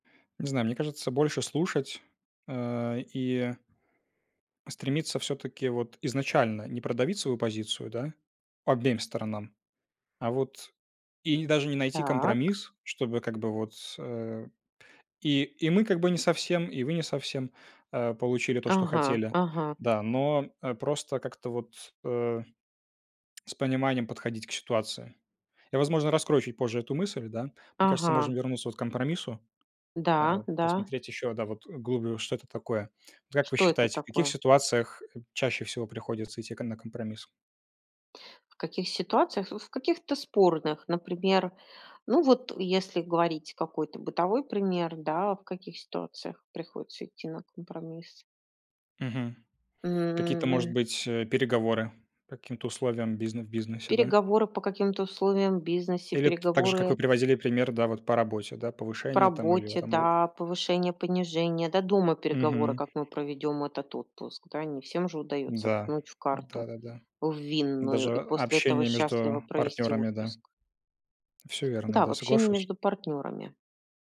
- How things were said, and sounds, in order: other background noise; tapping
- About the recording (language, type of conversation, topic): Russian, unstructured, Что для тебя значит компромисс?